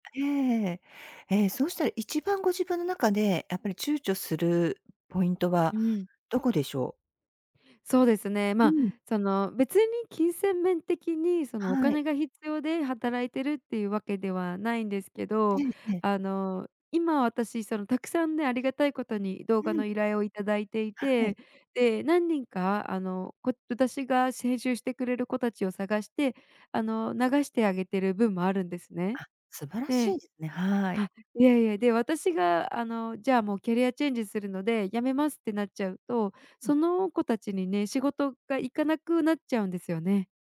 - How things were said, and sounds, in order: tapping; unintelligible speech
- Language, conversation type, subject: Japanese, advice, 学び直してキャリアチェンジするかどうか迷っている